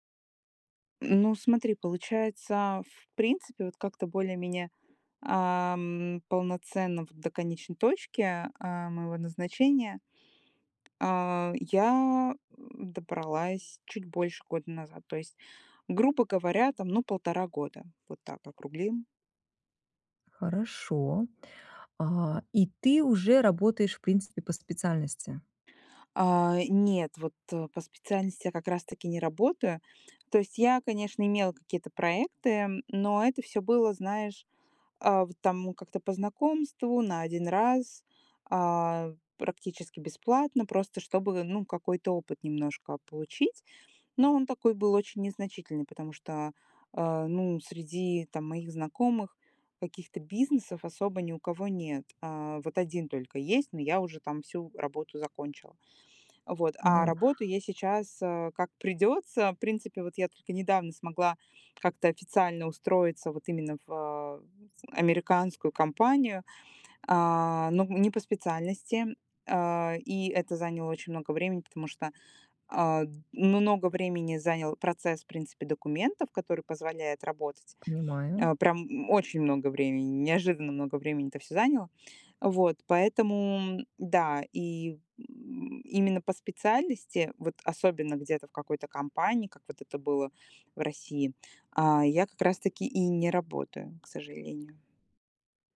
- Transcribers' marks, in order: tapping; grunt
- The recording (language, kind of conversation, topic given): Russian, advice, Как мне отпустить прежние ожидания и принять новую реальность?